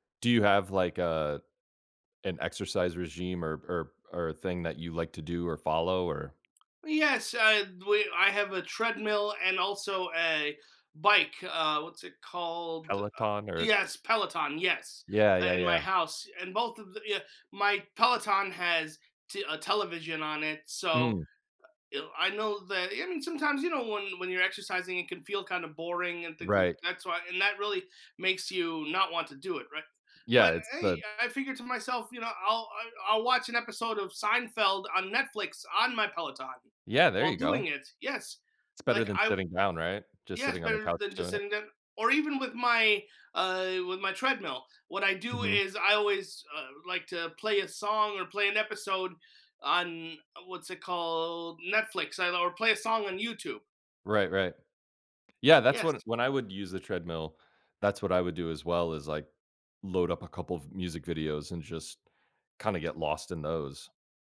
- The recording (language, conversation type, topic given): English, unstructured, What helps you maintain healthy habits and motivation each day?
- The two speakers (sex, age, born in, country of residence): male, 30-34, United States, United States; male, 40-44, United States, United States
- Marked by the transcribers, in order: tapping; other background noise